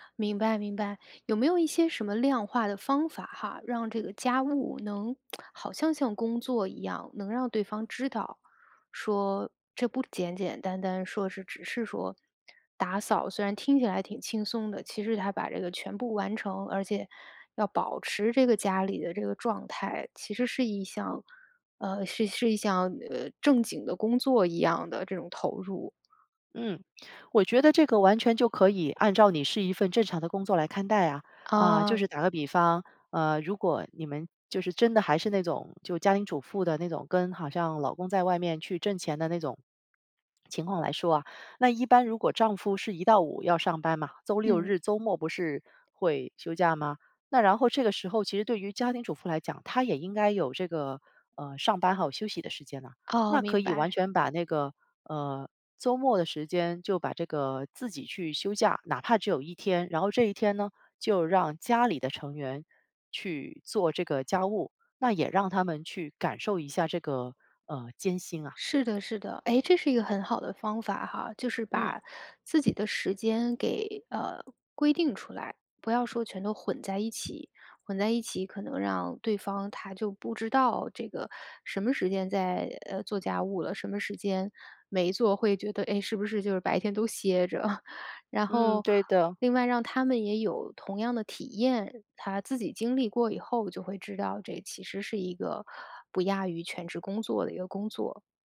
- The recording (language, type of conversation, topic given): Chinese, podcast, 如何更好地沟通家务分配？
- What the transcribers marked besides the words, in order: lip smack; other background noise; chuckle